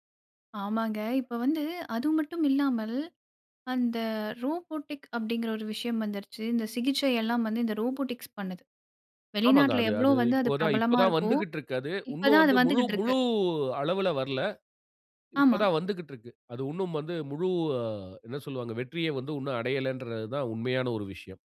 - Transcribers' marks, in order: in English: "ரோபோடிக்"; in English: "ரோபோடிக்ஸ்"
- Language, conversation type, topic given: Tamil, podcast, அடிப்படை மருத்துவப் பரிசோதனை சாதனங்கள் வீட்டிலேயே இருந்தால் என்னென்ன பயன்கள் கிடைக்கும்?